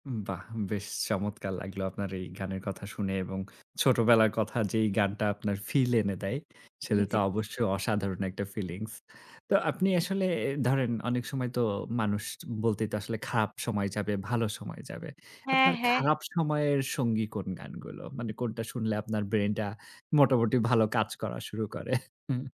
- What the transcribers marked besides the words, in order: scoff
- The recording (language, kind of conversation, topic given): Bengali, podcast, কোন গান শুনলে আপনার একেবারে ছোটবেলার কথা মনে পড়ে?